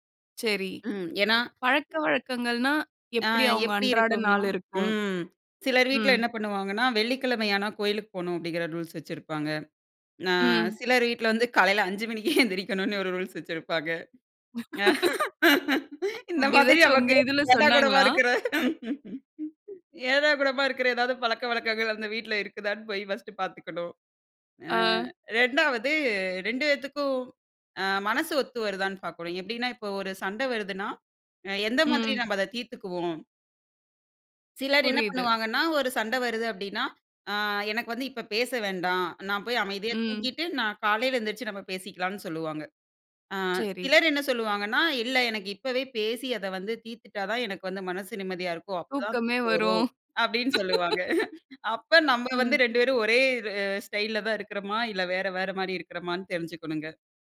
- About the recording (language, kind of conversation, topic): Tamil, podcast, திருமணத்திற்கு முன் பேசிக்கொள்ள வேண்டியவை என்ன?
- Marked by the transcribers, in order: other noise; laughing while speaking: "வந்து காலையில அஞ்சு மணிக்கே எந்திருக்கணும்னு … போய் ஃபர்ஸ்ட்டு பார்த்துக்கணும்"; laughing while speaking: "அப்டி எதாச்சும் உங்க இதுல சொன்னாங்களா?"; other background noise; laugh; chuckle